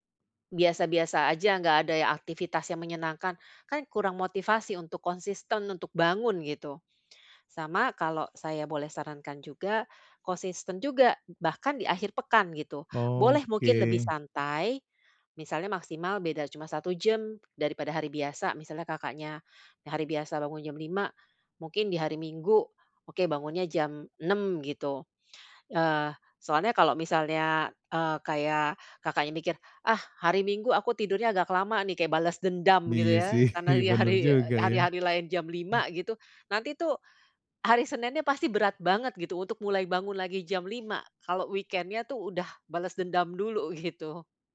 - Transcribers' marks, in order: other background noise; drawn out: "Oke"; chuckle; in English: "weekend-nya"; laughing while speaking: "gitu"
- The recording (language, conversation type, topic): Indonesian, advice, Bagaimana cara membangun kebiasaan bangun pagi yang konsisten?